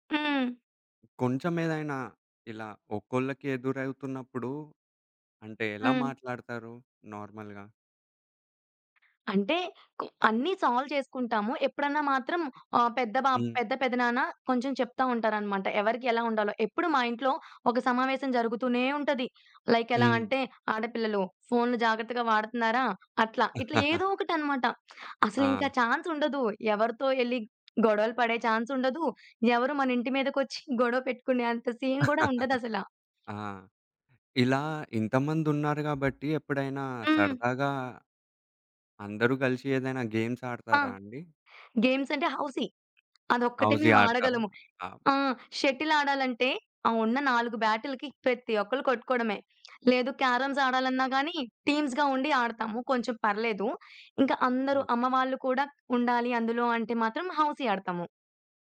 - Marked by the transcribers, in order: other background noise; in English: "నార్మల్‌గా?"; in English: "సాల్వ్"; in English: "లైక్"; chuckle; in English: "ఛాన్స్"; in English: "ఛాన్స్"; chuckle; in English: "సీన్"; in English: "గేమ్స్"; in English: "గేమ్స్"; in English: "క్యారమ్స్"; in English: "టీమ్స్‌గా"
- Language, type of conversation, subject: Telugu, podcast, కుటుంబ బంధాలను బలపరచడానికి పాటించాల్సిన చిన్న అలవాట్లు ఏమిటి?